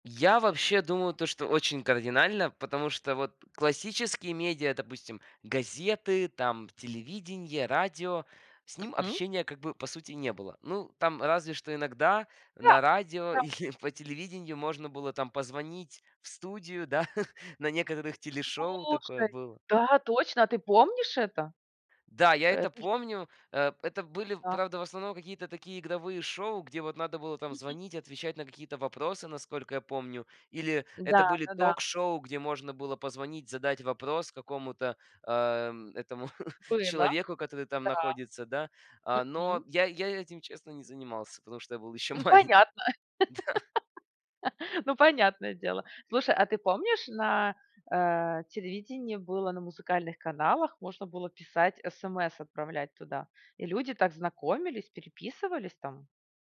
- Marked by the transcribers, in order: laughing while speaking: "или"; chuckle; other background noise; chuckle; laughing while speaking: "ещё малень Да"; laugh
- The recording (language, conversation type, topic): Russian, podcast, Как изменилось наше взаимодействие с медиа с появлением интернета?